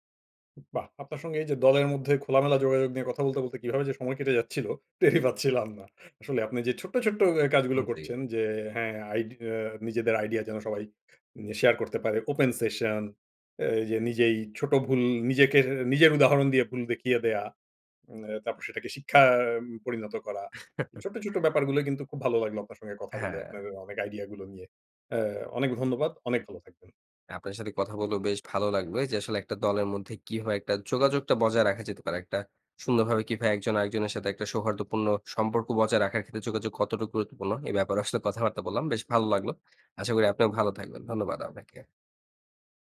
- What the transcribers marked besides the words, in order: laughing while speaking: "টেরই"; in English: "Open session"; chuckle
- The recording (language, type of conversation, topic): Bengali, podcast, কীভাবে দলের মধ্যে খোলামেলা যোগাযোগ রাখা যায়?